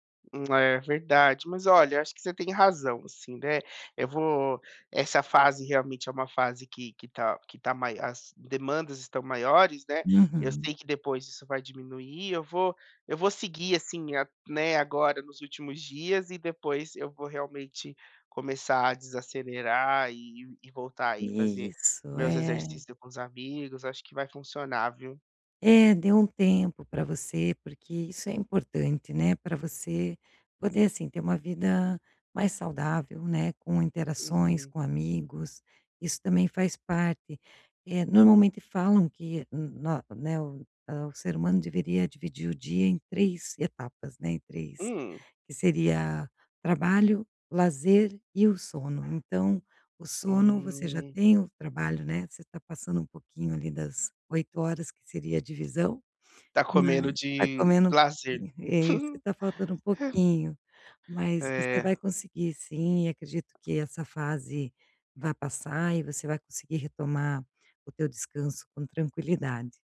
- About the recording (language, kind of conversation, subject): Portuguese, advice, Como posso reequilibrar melhor meu trabalho e meu descanso?
- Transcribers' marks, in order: tapping; sniff; giggle